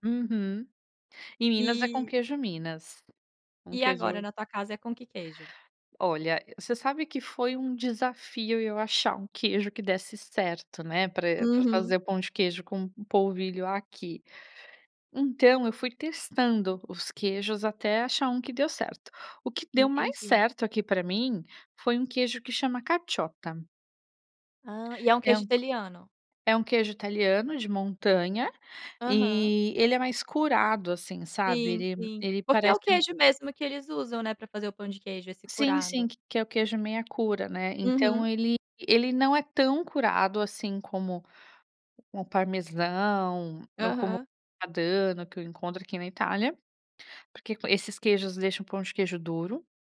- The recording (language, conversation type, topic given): Portuguese, podcast, Que comidas da infância ainda fazem parte da sua vida?
- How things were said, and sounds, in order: in Italian: "caciotta"